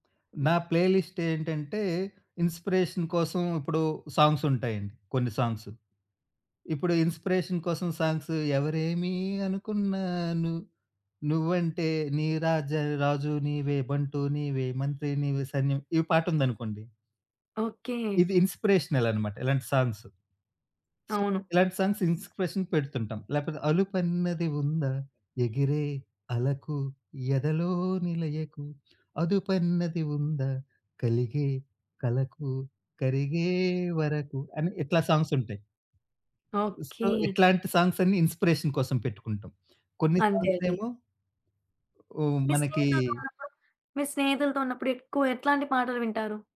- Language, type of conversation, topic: Telugu, podcast, కొత్త పాటలను ప్లేలిస్ట్‌లో ఎలా ఎంచుకుంటారు?
- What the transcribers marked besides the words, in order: in English: "ప్లే లిస్ట్"; in English: "ఇన్‌స్పిరే‌షన్"; in English: "సాంగ్స్"; in English: "సాంగ్స్"; in English: "ఇన్‌స్పిరే‌షన్"; singing: "ఎవరేమి అనుకున్నా ను నువ్వంటే నీ … మంత్రి నీవే సైన్యం"; in English: "ఇన్‌స్పిరేషనల్"; in English: "సో"; in English: "సాంగ్స్ ఇన్స్పిరేషన్"; singing: "అలుపన్నది ఉందా? ఎగిరే అలకు ఎదలోనిలయకు అదుపన్నది ఉందా? కలిగే కలకు కరిగే వరకు"; in English: "సో"; in English: "ఇన్‌స్పిరేషన్"; other background noise